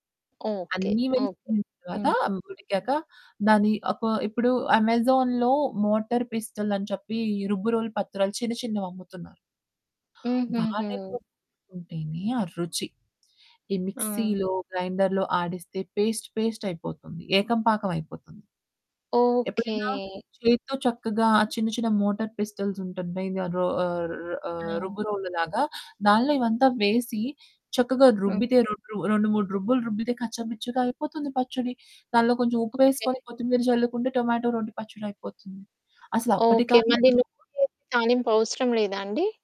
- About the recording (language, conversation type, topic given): Telugu, podcast, ఇంట్లోనే సాస్‌లు లేదా చట్నీలు తయారు చేయడంలో మీ అనుభవాలు ఏంటి?
- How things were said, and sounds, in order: in English: "అమెజాన్‌లో మోటార్ పిస్టోల్"; distorted speech; in English: "మిక్సీ‌లో గ్రైండర్‌లో"; in English: "పేస్ట్ పేస్ట్"; in English: "మోటార్ పిస్టల్స్"; in English: "మెయిన్‌గా"